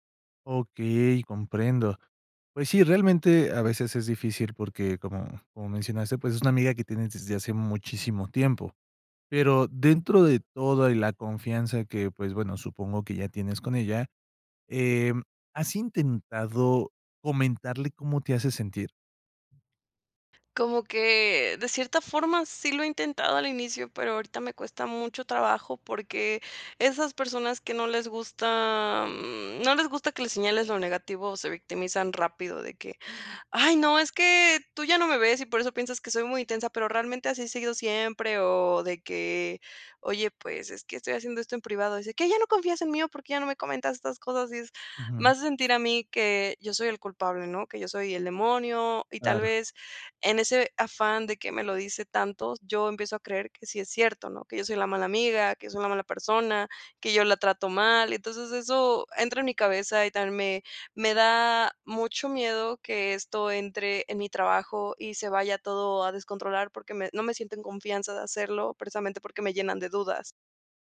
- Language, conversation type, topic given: Spanish, advice, ¿De qué manera el miedo a que te juzguen te impide compartir tu trabajo y seguir creando?
- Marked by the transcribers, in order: none